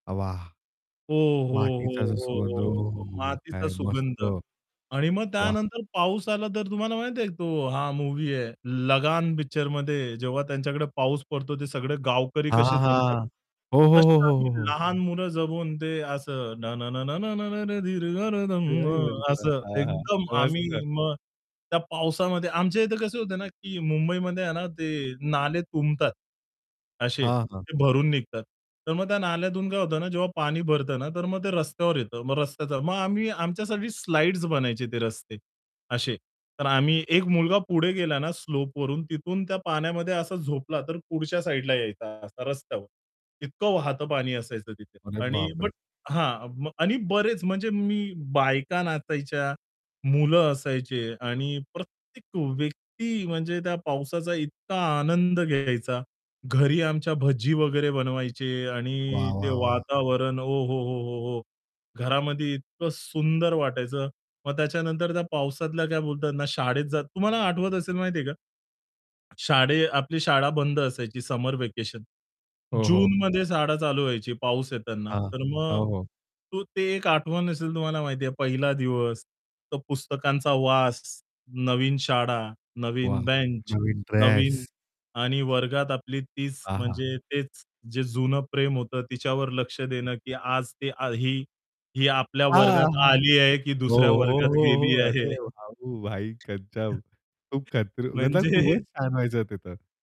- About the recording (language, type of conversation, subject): Marathi, podcast, बालपणीची तुमची सर्वात जिवंत आठवण कोणती आहे?
- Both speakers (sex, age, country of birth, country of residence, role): male, 25-29, India, India, host; male, 30-34, India, India, guest
- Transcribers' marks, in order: other background noise; static; distorted speech; tapping; singing: "न न न न न न न अरे धीर आ धम्मा"; unintelligible speech; in English: "समर व्हॅकेशन"; unintelligible speech; laughing while speaking: "आहे. म्हणजे"; chuckle